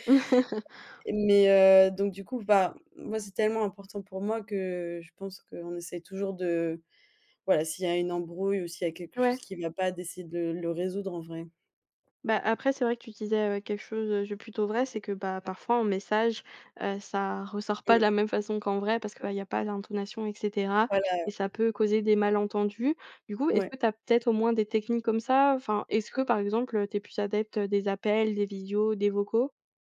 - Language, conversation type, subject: French, podcast, Comment gardes-tu le contact avec des amis qui habitent loin ?
- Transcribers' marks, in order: chuckle; other background noise